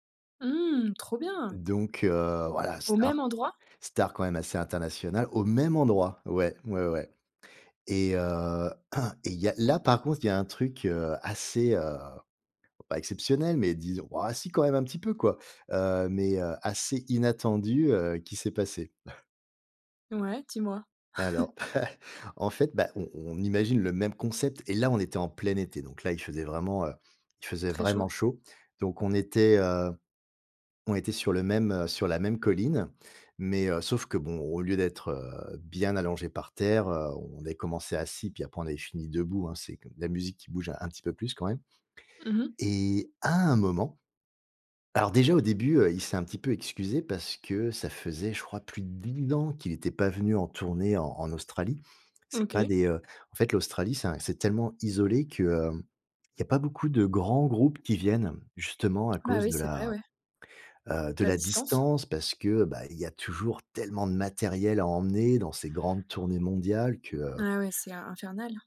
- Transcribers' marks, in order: chuckle; unintelligible speech; stressed: "tellement"
- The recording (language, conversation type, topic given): French, podcast, Quelle expérience de concert inoubliable as-tu vécue ?